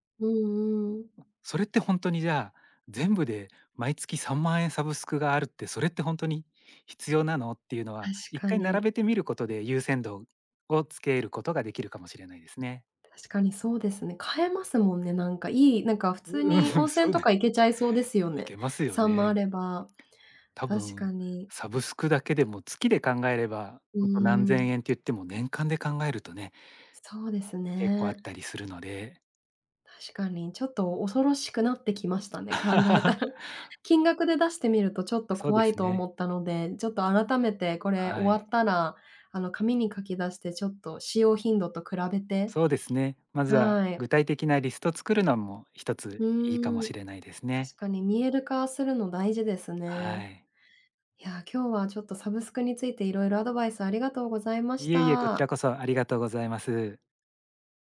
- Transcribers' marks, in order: other background noise; laughing while speaking: "うん、そうで"; chuckle; laughing while speaking: "考えたら"
- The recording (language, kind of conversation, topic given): Japanese, advice, サブスクや固定費が増えすぎて解約できないのですが、どうすれば減らせますか？